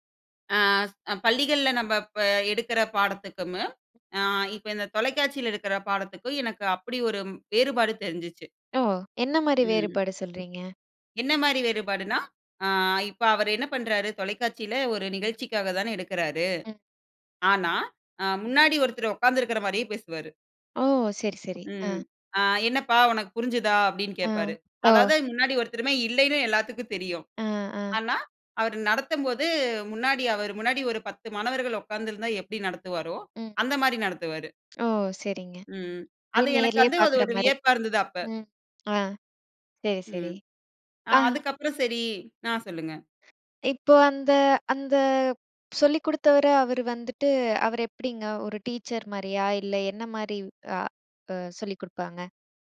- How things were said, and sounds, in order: other noise
- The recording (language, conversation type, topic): Tamil, podcast, உங்கள் நெஞ்சத்தில் நிற்கும் ஒரு பழைய தொலைக்காட்சி நிகழ்ச்சியை விவரிக்க முடியுமா?